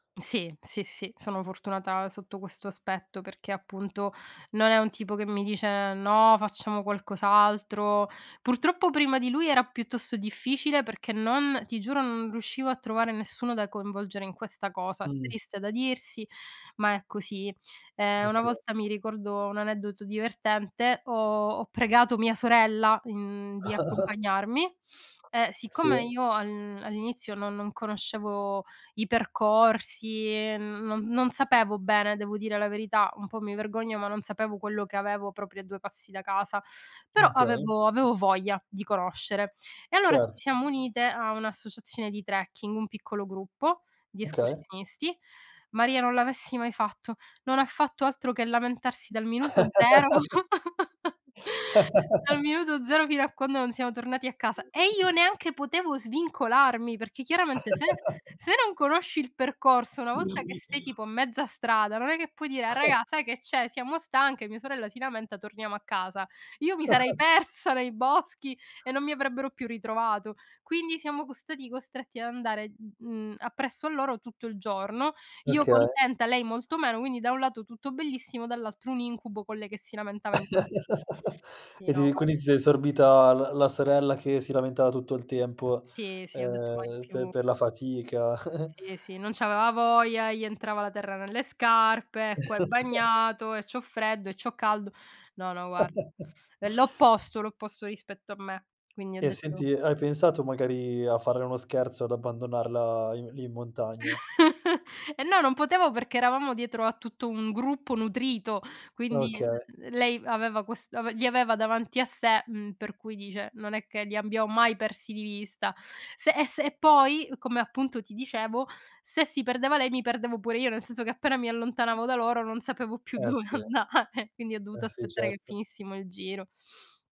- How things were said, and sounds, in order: other background noise; chuckle; laugh; chuckle; chuckle; laughing while speaking: "persa, nei boschi"; chuckle; tapping; laugh; giggle; chuckle; chuckle; chuckle; laughing while speaking: "dove andare"; sniff
- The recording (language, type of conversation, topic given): Italian, podcast, Perché ti piace fare escursioni o camminare in natura?